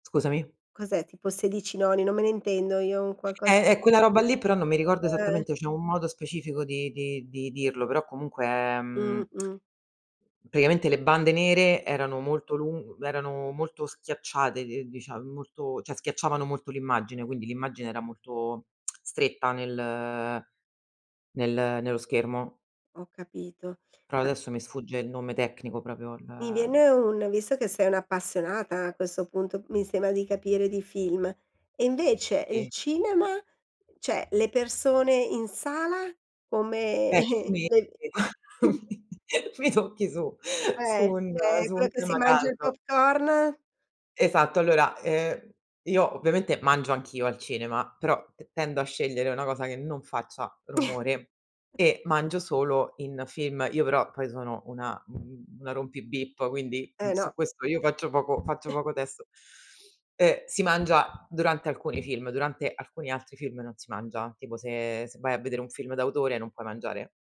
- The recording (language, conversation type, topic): Italian, podcast, Che cosa cambia nell’esperienza di visione quando guardi un film al cinema?
- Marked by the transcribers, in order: tsk; other background noise; "praticamente" said as "patiamente"; tsk; drawn out: "nel"; "proprio" said as "propio"; "Cioè" said as "ceh"; laughing while speaking: "Come"; chuckle; laughing while speaking: "mi mi tocchi su"; chuckle; chuckle; chuckle; sniff